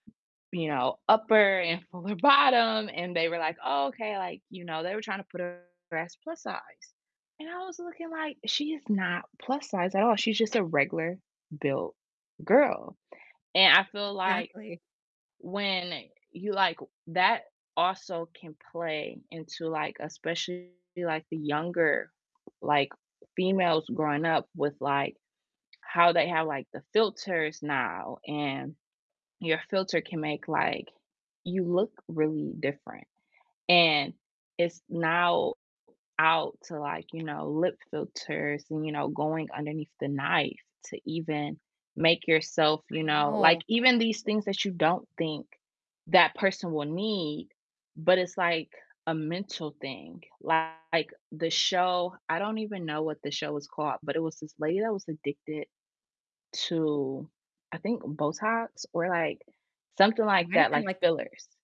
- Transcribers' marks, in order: distorted speech; other background noise; tapping
- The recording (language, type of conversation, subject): English, unstructured, Which guilty pleasure reality shows do you secretly love, and what keeps you hooked even though you know you shouldn’t?
- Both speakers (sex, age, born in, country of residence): female, 30-34, United States, United States; female, 35-39, United States, United States